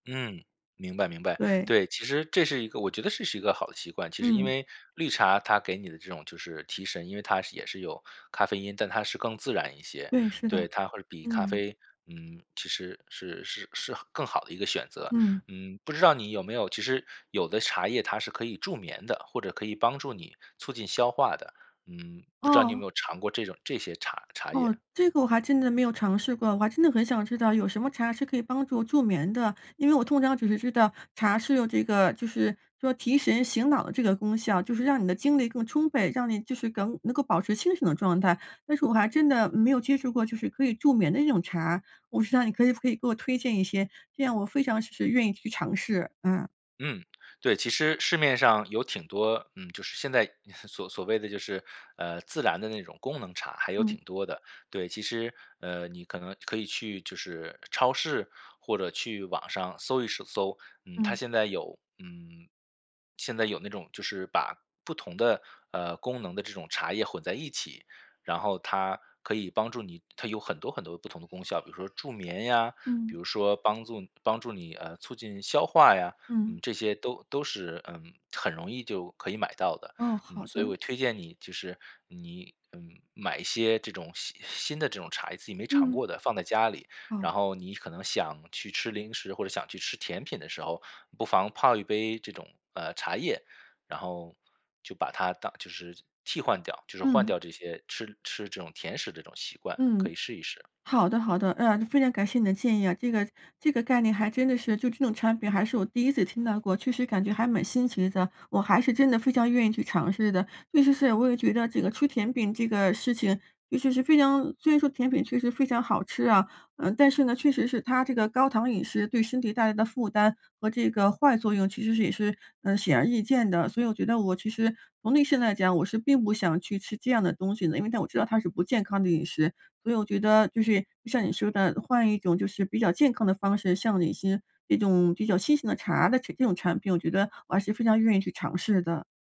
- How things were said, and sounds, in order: other background noise; laugh
- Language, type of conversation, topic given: Chinese, advice, 咖啡和饮食让我更焦虑，我该怎么调整才能更好地管理压力？